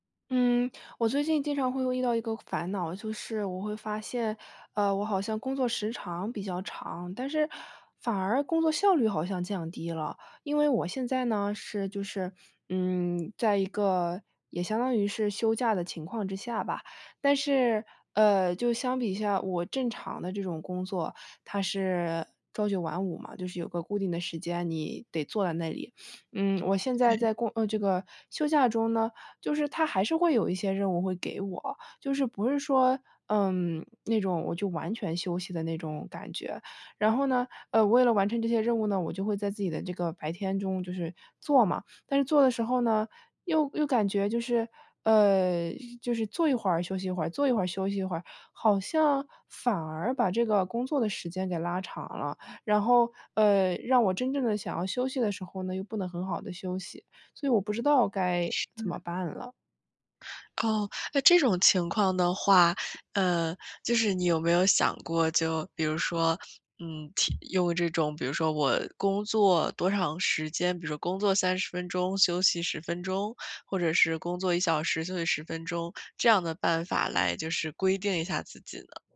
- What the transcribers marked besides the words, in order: other background noise
- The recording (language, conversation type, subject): Chinese, advice, 如何通过短暂休息来提高工作效率？